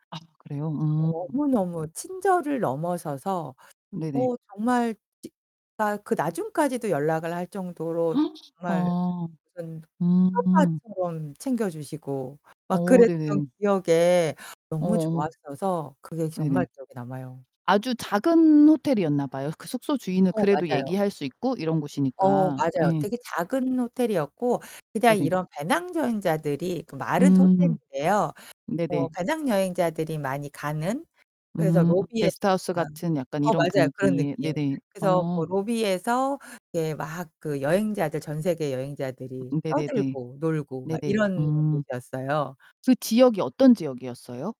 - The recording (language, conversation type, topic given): Korean, podcast, 가장 기억에 남는 여행은 무엇인가요?
- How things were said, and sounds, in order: distorted speech; gasp; other background noise